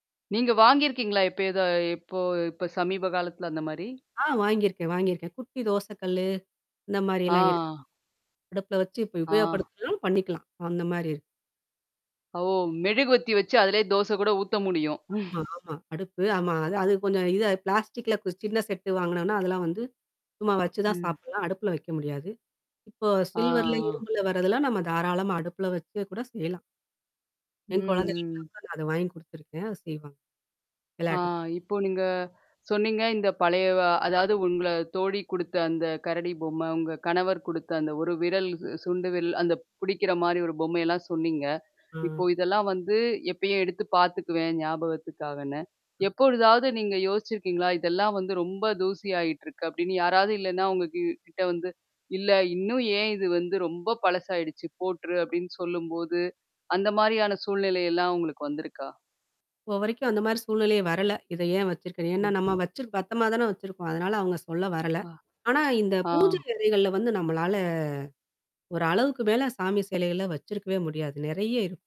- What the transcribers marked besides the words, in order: mechanical hum; static; chuckle; distorted speech; tapping
- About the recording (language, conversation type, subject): Tamil, podcast, வீட்டில் உள்ள சின்னச் சின்ன பொருள்கள் உங்கள் நினைவுகளை எப்படிப் பேணிக்காக்கின்றன?